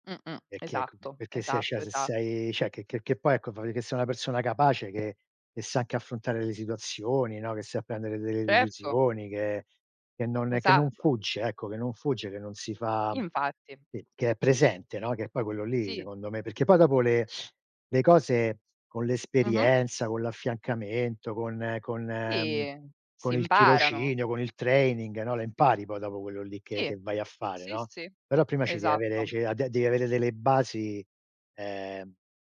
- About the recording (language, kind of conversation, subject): Italian, unstructured, Come ti prepari per un colloquio di lavoro?
- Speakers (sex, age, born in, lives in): female, 35-39, Italy, Italy; male, 60-64, Italy, United States
- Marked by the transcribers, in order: "cioè" said as "ceh"; "cioè" said as "ceh"; in English: "training"